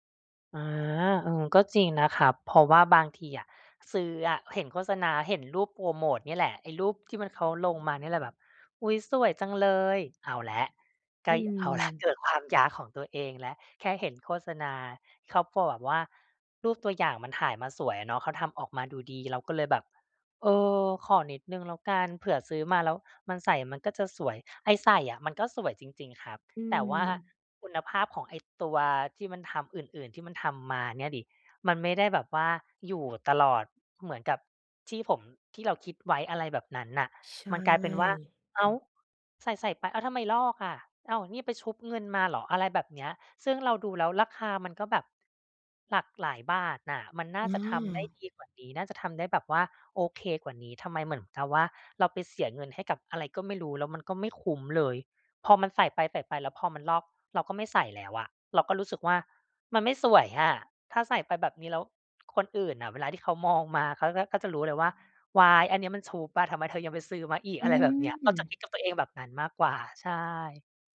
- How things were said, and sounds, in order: none
- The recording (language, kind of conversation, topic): Thai, advice, จะควบคุมการช็อปปิ้งอย่างไรไม่ให้ใช้เงินเกินความจำเป็น?